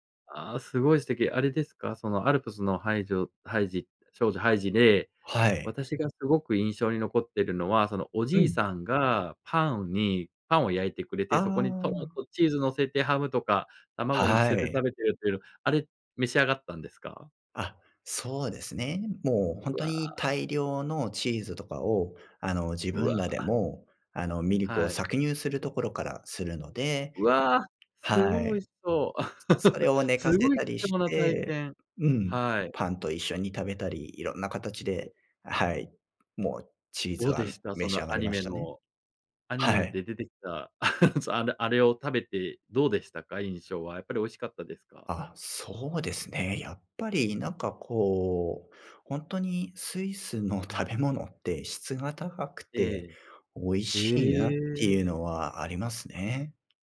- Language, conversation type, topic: Japanese, podcast, 偶然の出会いで起きた面白いエピソードはありますか？
- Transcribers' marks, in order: tapping; laugh; unintelligible speech; laugh